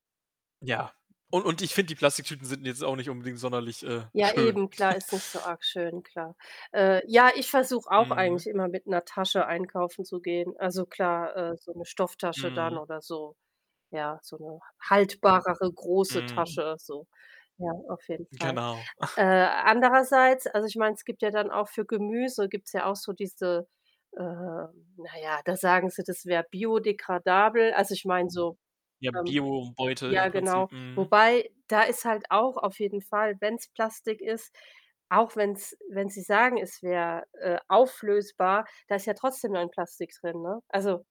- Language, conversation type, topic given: German, unstructured, Wie beeinflusst Plastikmüll unser tägliches Leben?
- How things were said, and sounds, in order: static; chuckle; distorted speech; chuckle; in French: "biodégradable"